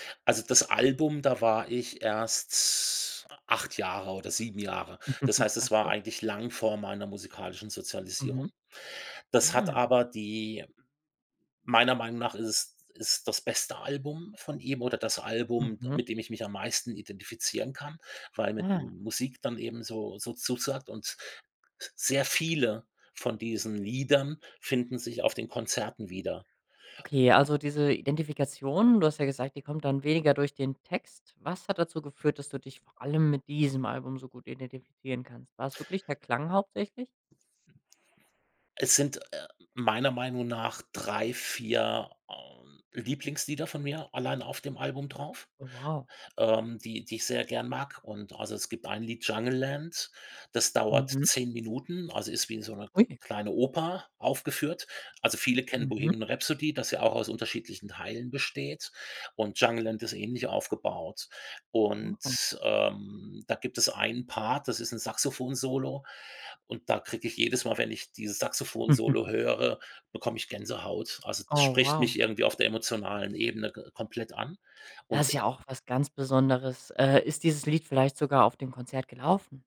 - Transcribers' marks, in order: chuckle; other background noise; chuckle
- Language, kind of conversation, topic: German, podcast, Welches Album würdest du auf eine einsame Insel mitnehmen?